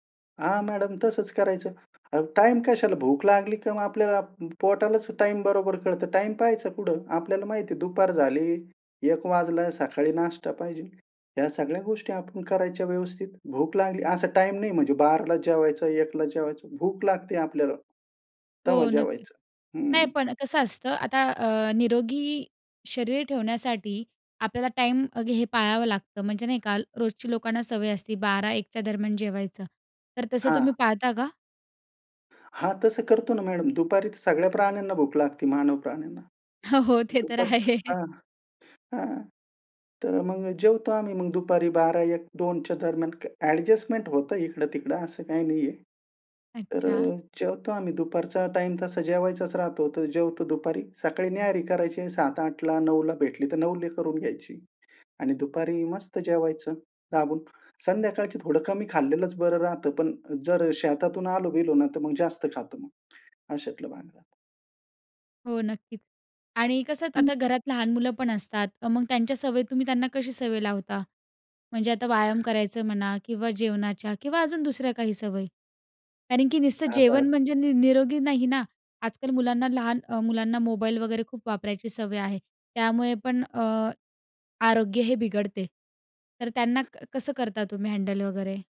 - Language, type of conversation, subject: Marathi, podcast, कुटुंबात निरोगी सवयी कशा रुजवता?
- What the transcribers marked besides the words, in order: tapping; laughing while speaking: "हो, हो, ते तर आहे"; laughing while speaking: "हां"; other background noise; in English: "हँडल"